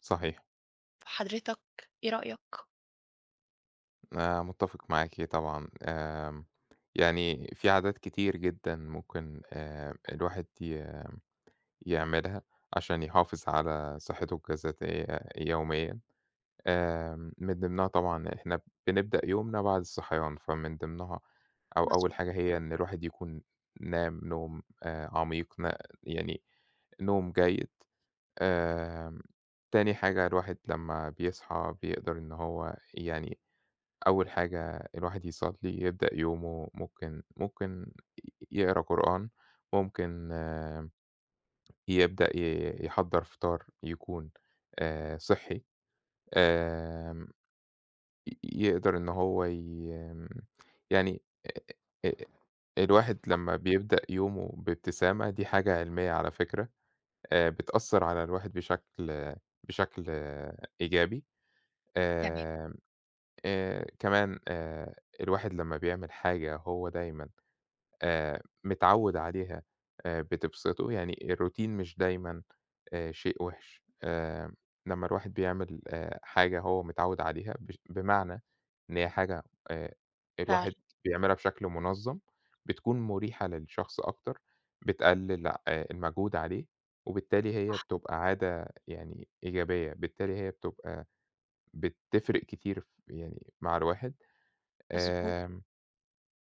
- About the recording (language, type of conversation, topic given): Arabic, unstructured, إزاي بتحافظ على صحتك الجسدية كل يوم؟
- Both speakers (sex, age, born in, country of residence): female, 40-44, Egypt, Portugal; male, 30-34, Egypt, Spain
- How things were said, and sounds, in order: tapping; other background noise; unintelligible speech; in English: "الRoutine"